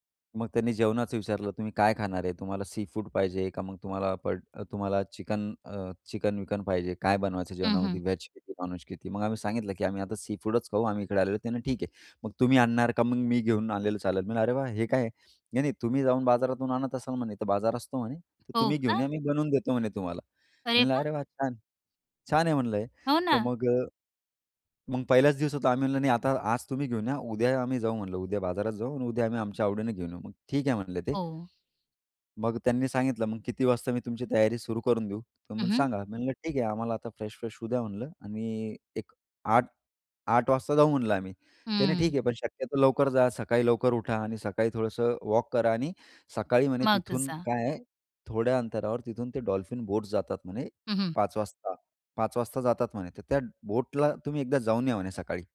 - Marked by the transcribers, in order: in English: "सीफूड"; in English: "फ्रेश फ्रेश"; in English: "डॉल्फिन बोट्स"
- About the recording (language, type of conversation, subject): Marathi, podcast, कॅम्पफायर करताना कोणते नियम पाळायला हवेत?